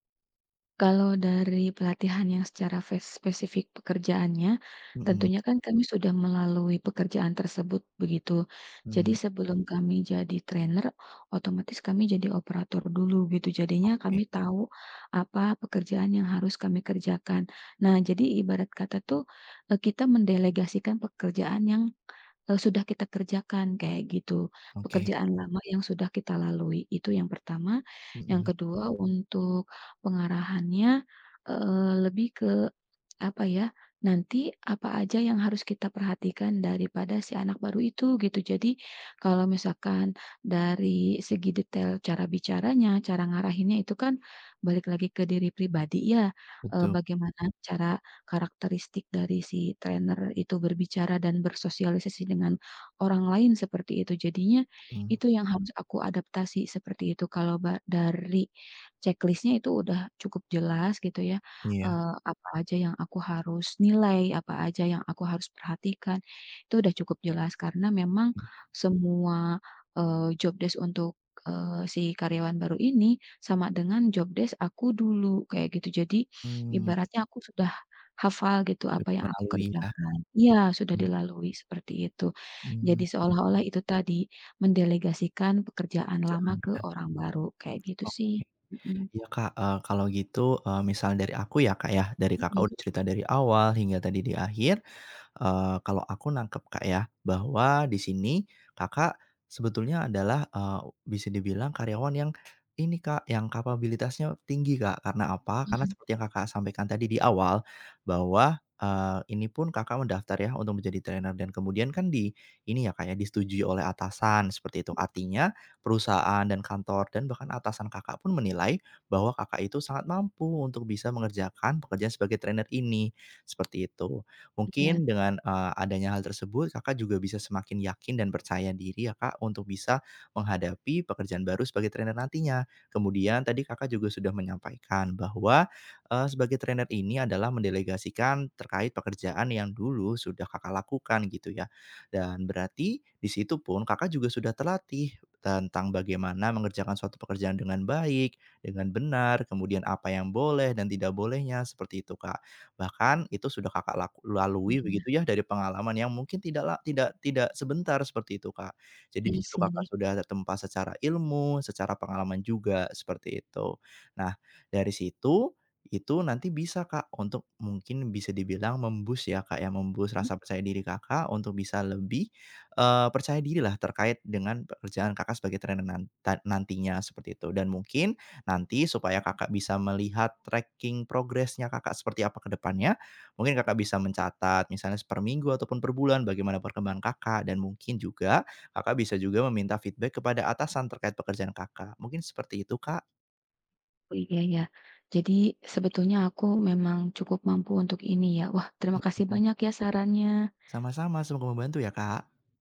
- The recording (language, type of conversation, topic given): Indonesian, advice, Mengapa saya masih merasa tidak percaya diri meski baru saja mendapat promosi?
- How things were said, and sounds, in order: in English: "trainer"; in English: "trainer"; tapping; in English: "checklist-nya"; in English: "job desc"; in English: "job desc"; other background noise; in English: "trainer"; in English: "trainer"; in English: "trainer"; in English: "trainer"; in English: "mem-boost"; in English: "mem-boost"; in English: "trainer"; in English: "tracking"; in English: "feedback"